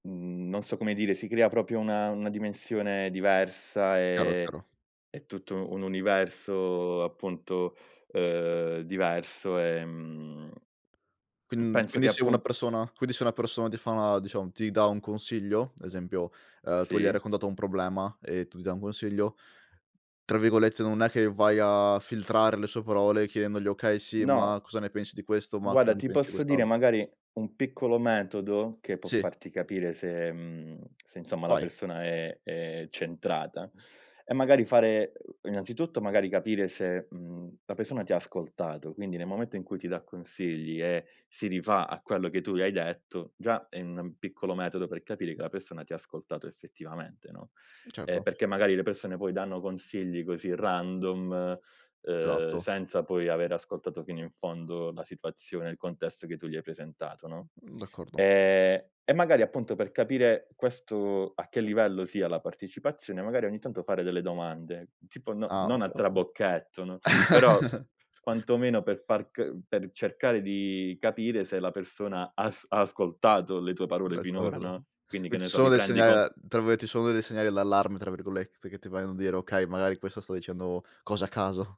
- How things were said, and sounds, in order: "diciamo" said as "diciao"; "cosa" said as "csa"; in English: "random"; chuckle; "quindi" said as "quid"; "vogliono" said as "veglion"
- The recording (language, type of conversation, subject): Italian, podcast, Come riconosci un consiglio utile da uno inutile?